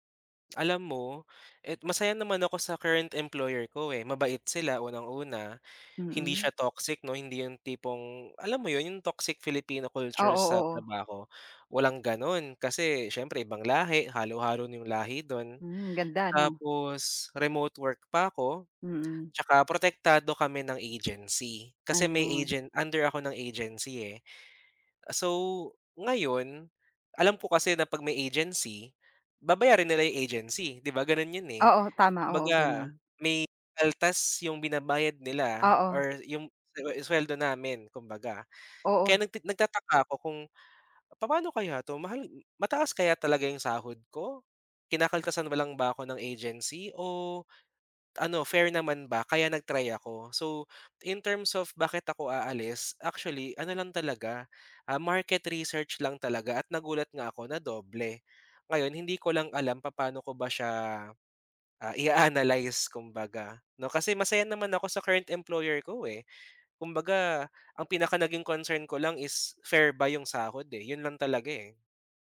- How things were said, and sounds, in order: tapping; "at" said as "et"; other background noise
- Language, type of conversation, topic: Filipino, advice, Bakit ka nag-aalala kung tatanggapin mo ang kontra-alok ng iyong employer?